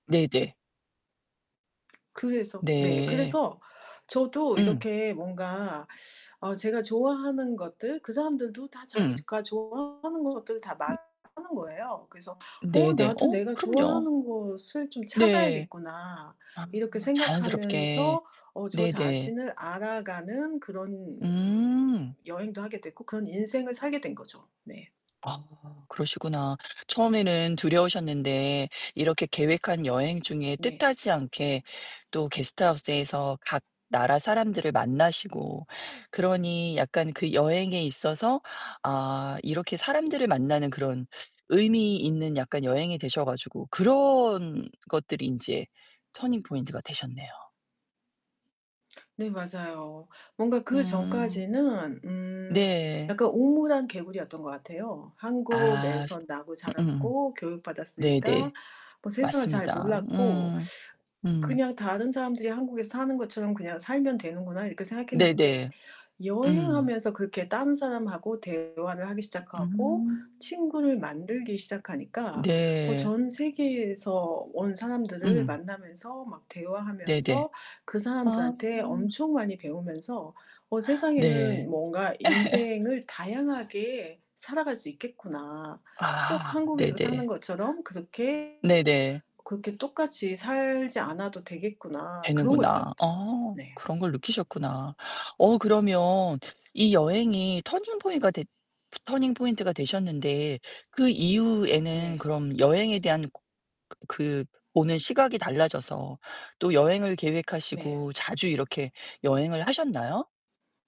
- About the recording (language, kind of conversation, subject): Korean, podcast, 인생의 전환점이 된 여행이 있었나요?
- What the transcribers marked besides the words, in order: tapping; distorted speech; other background noise; in English: "터닝 포인트가"; laugh; background speech; in English: "터닝 포인트가"